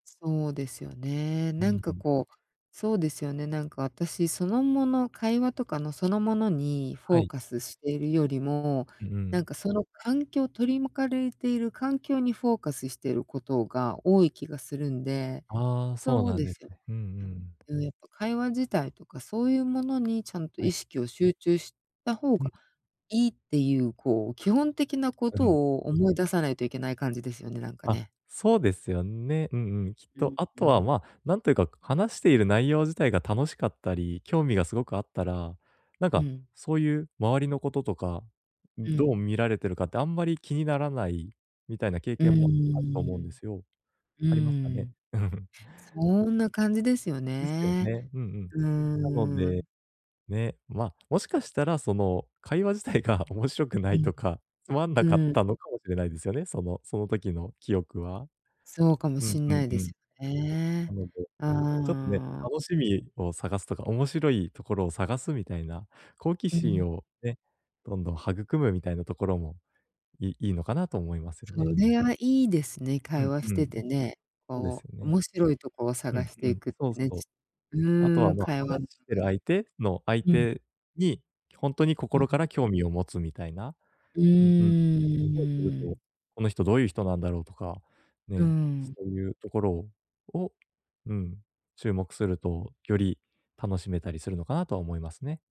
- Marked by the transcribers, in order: other noise; other background noise; chuckle; laughing while speaking: "会話自体が面白くない … ないですよね"
- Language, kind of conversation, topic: Japanese, advice, 他人の評価に左右されずに生きるには、どうすればいいですか？